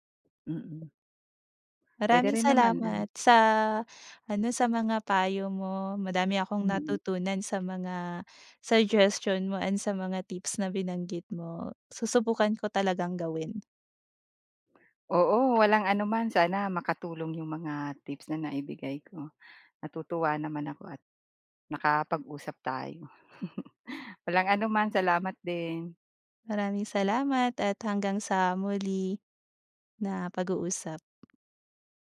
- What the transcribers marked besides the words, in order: chuckle; other background noise
- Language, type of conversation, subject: Filipino, advice, Paano ko mababalanse ang kasiyahan ngayon at seguridad sa pera para sa kinabukasan?